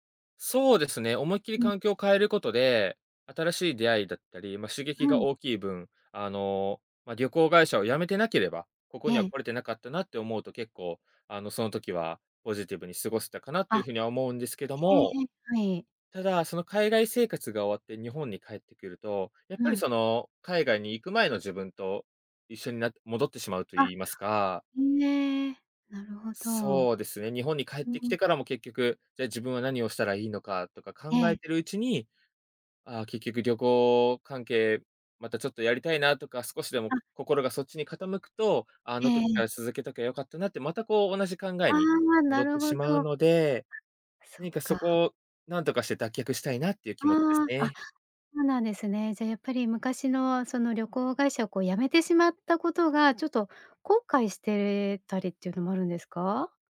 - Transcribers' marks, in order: other background noise
- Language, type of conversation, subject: Japanese, advice, 自分を責めてしまい前に進めないとき、どうすればよいですか？